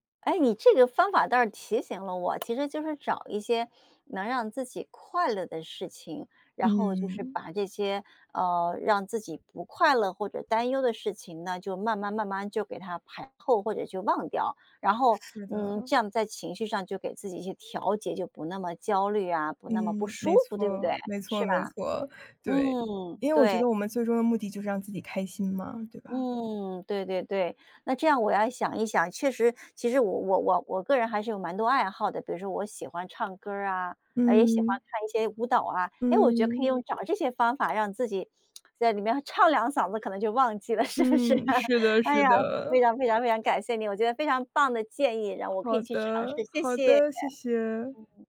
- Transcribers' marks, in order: laughing while speaking: "在里面唱两嗓子，可能就忘记了是不是啊？"
- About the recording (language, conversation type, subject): Chinese, advice, 我该如何在同时管理多个创作项目时理清思路并避免混乱？